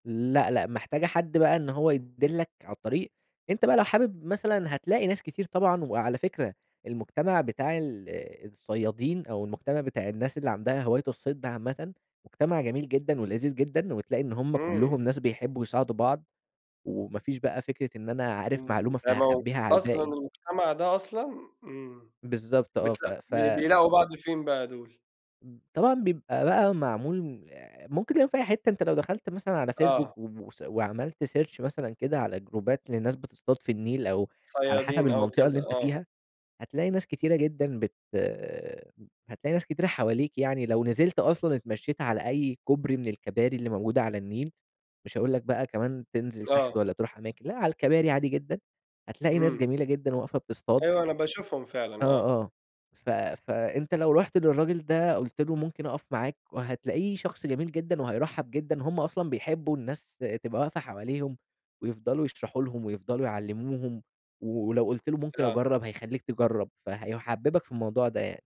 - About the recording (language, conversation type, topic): Arabic, podcast, إيه تأثير الهوايات على صحتك النفسية؟
- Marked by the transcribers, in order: tapping; in English: "search"; in English: "جروبات"